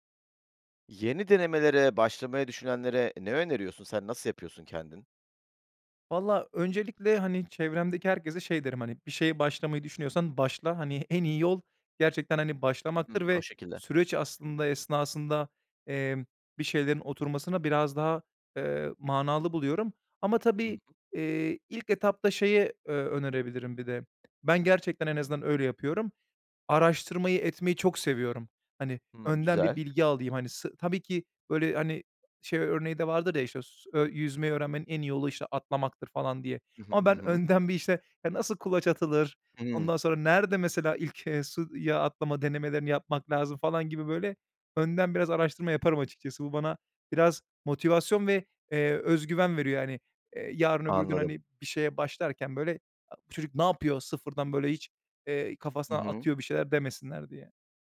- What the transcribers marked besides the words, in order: other background noise
- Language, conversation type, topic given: Turkish, podcast, Yeni bir şeye başlamak isteyenlere ne önerirsiniz?